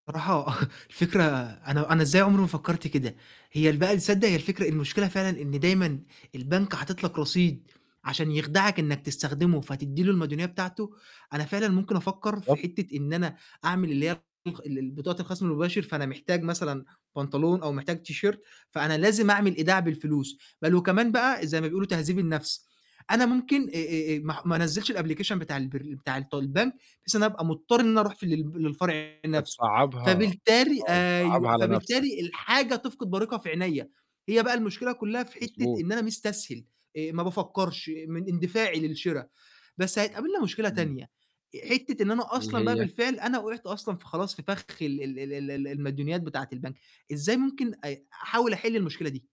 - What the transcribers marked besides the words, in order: chuckle; tapping; in English: "الأبليكيشن"; distorted speech
- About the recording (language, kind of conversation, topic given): Arabic, advice, إزاي عادات الشراء عندك بتخليك تصرف باندفاع وبتتراكم عليك الديون؟